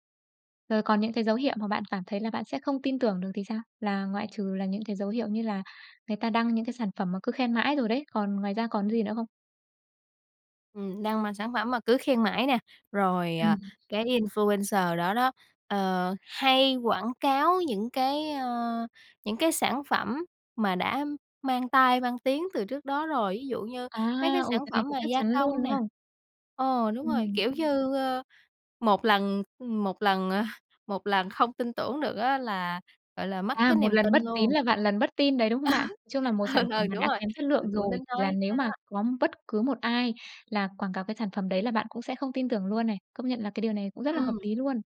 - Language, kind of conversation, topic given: Vietnamese, podcast, Bạn cảm nhận thế nào về quảng cáo trên trang cá nhân của người có ảnh hưởng?
- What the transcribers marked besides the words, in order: other background noise; in English: "influencer"; tapping; laugh; background speech; laughing while speaking: "Ừ, ừ"